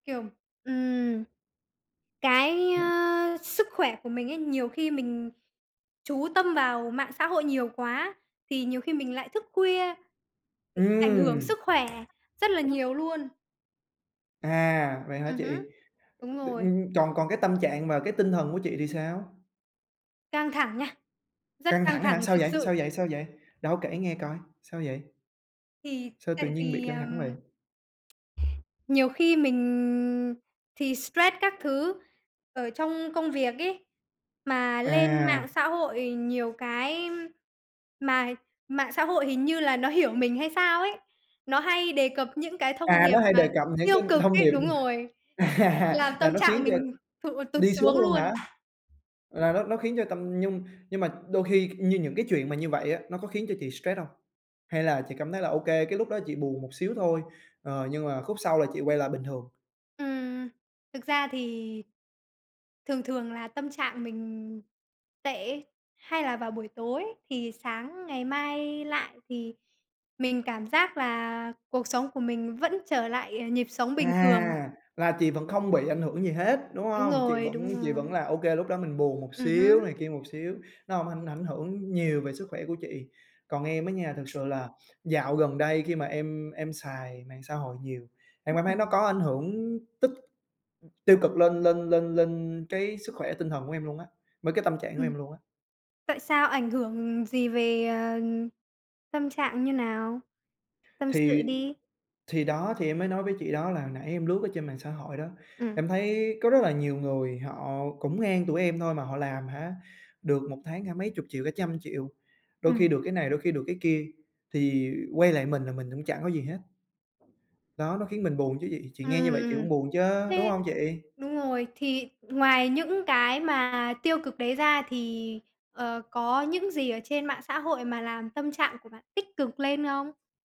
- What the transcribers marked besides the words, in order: unintelligible speech; other background noise; tapping; tsk; chuckle; laughing while speaking: "à"
- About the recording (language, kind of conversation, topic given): Vietnamese, unstructured, Mạng xã hội có làm cuộc sống của bạn trở nên căng thẳng hơn không?